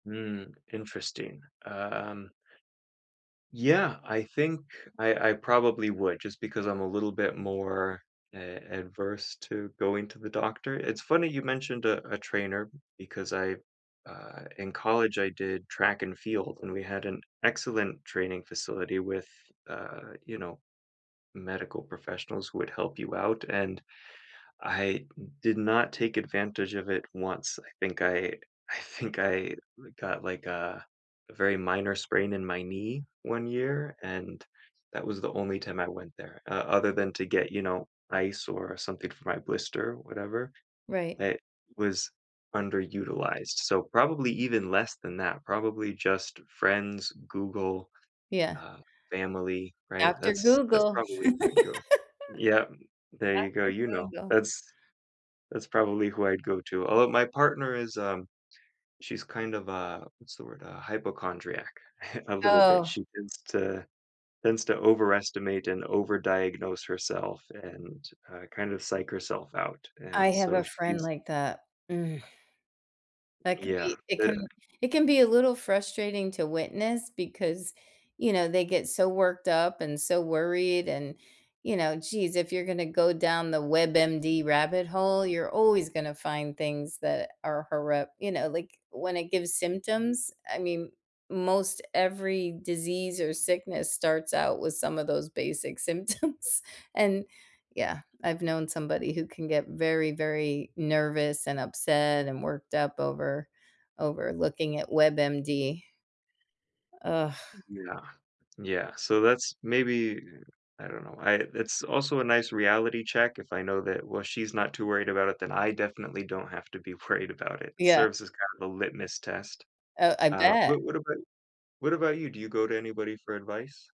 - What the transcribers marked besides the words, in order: tapping; laughing while speaking: "I think I"; other background noise; laugh; chuckle; sigh; "corrupt" said as "horrupt"; laughing while speaking: "symptoms"; laughing while speaking: "worried"
- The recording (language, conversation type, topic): English, unstructured, How do you decide which aches to ignore, which to ice, and which to have checked by a healthcare professional?
- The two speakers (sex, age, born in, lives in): female, 60-64, United States, United States; male, 30-34, United States, United States